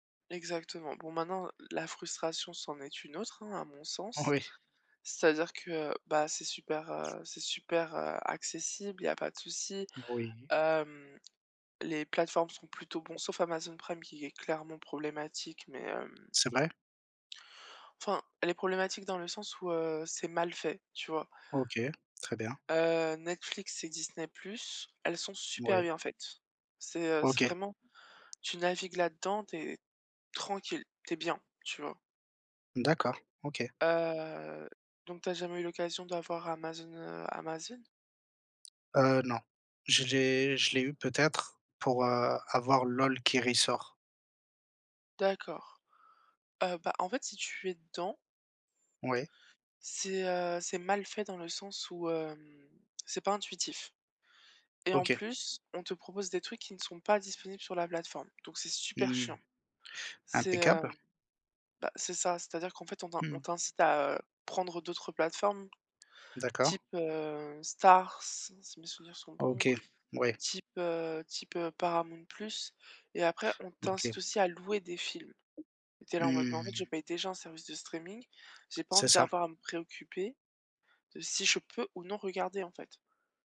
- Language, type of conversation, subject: French, unstructured, Quel rôle les plateformes de streaming jouent-elles dans vos loisirs ?
- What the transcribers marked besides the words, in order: laughing while speaking: "Oui"; other background noise; tapping; "ressort" said as "réssort"; stressed: "mal"; stressed: "louer"